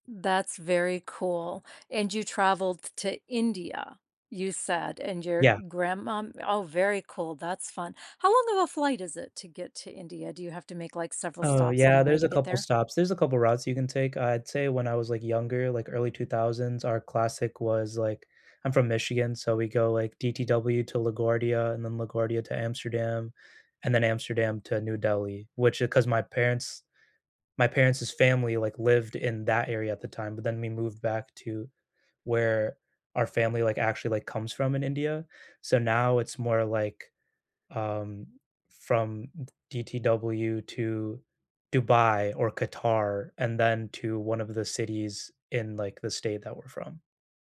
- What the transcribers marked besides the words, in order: tapping
- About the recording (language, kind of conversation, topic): English, unstructured, What food-related surprise have you experienced while traveling?
- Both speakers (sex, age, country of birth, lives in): female, 60-64, United States, United States; male, 20-24, United States, United States